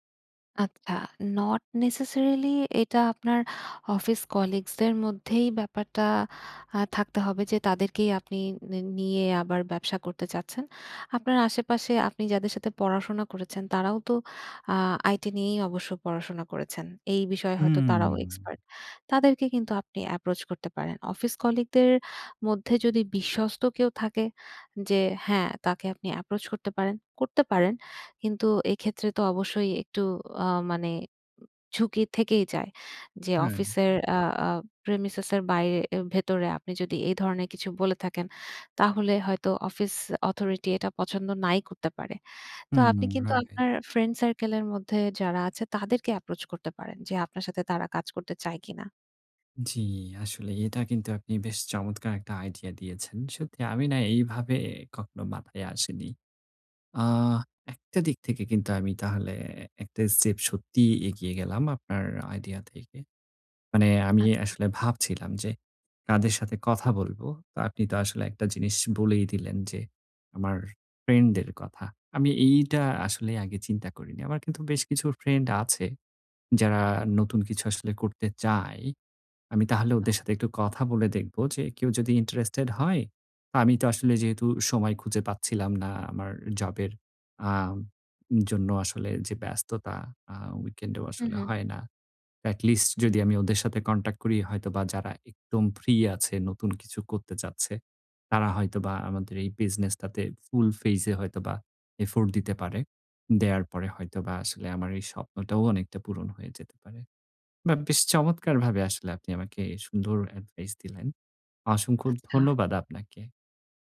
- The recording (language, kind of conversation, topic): Bengali, advice, চাকরি নেওয়া কি ব্যক্তিগত স্বপ্ন ও লক্ষ্য ত্যাগ করার অর্থ?
- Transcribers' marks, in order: in English: "নট নেসেসারিলি"; in English: "এপ্রোচ"; in English: "এপ্রোচ"; in English: "প্রেমিসেস"; in English: "অথরিটি"; in English: "এপ্রোচ"; in English: "At least"; in English: "contact"; in English: "full phase"; in English: "effort"